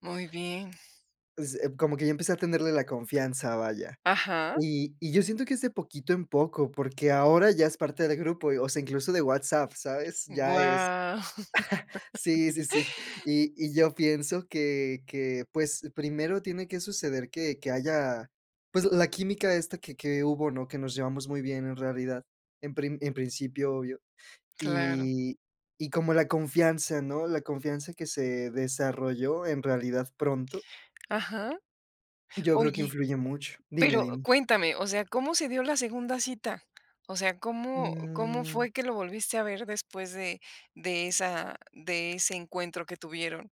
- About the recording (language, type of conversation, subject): Spanish, podcast, ¿Qué haces para integrar a alguien nuevo en tu grupo?
- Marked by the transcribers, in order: tapping; drawn out: "Guau"; laugh; chuckle; other background noise